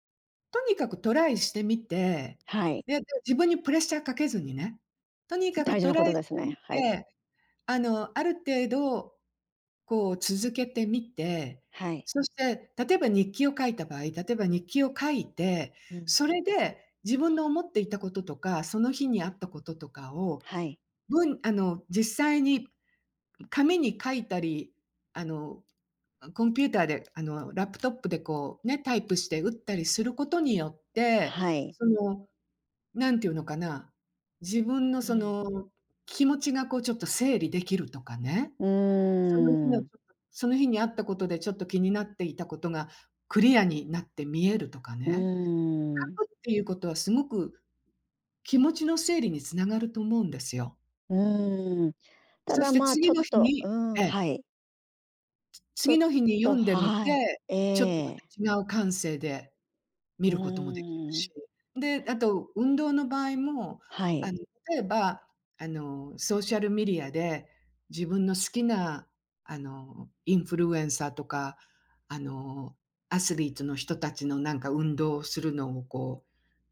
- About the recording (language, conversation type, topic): Japanese, podcast, 続けやすい習慣はどうすれば作れますか？
- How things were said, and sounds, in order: tapping